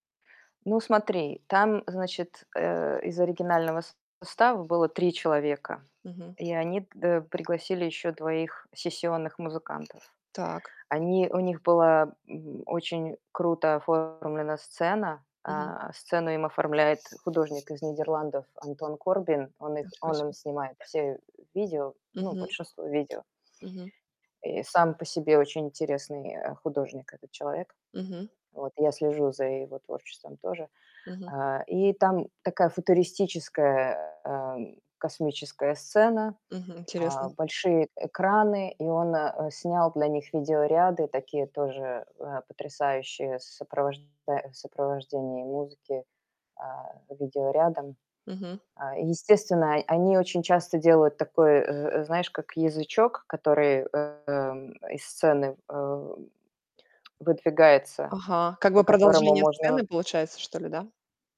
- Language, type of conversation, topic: Russian, podcast, Какой концерт запомнился тебе сильнее всего?
- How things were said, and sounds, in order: other background noise; distorted speech; tapping